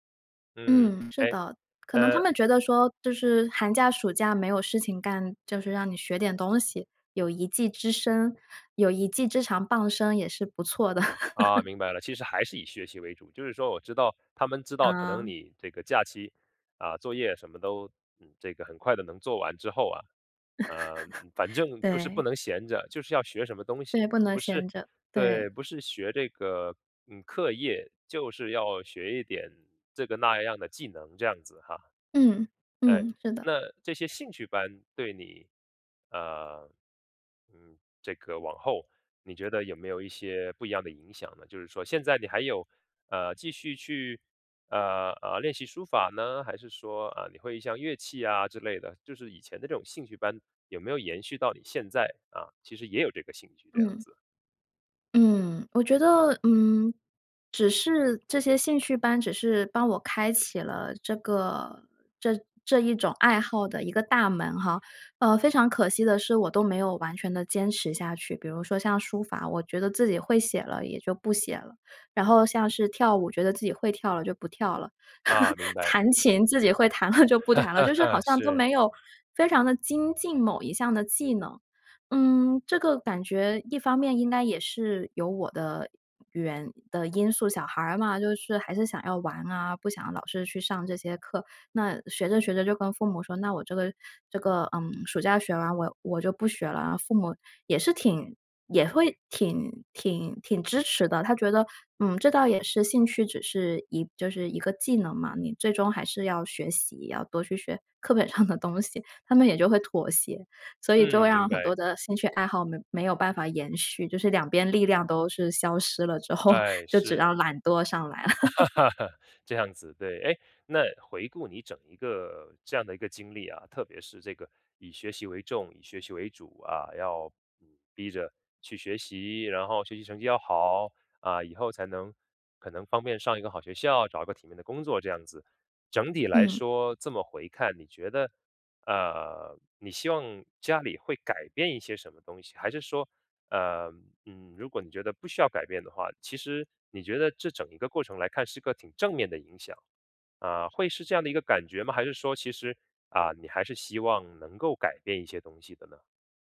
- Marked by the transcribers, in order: other background noise; laugh; laugh; chuckle; laughing while speaking: "了"; laugh; laughing while speaking: "上"; laughing while speaking: "后"; laughing while speaking: "了"; laugh
- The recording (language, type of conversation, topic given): Chinese, podcast, 说说你家里对孩子成才的期待是怎样的？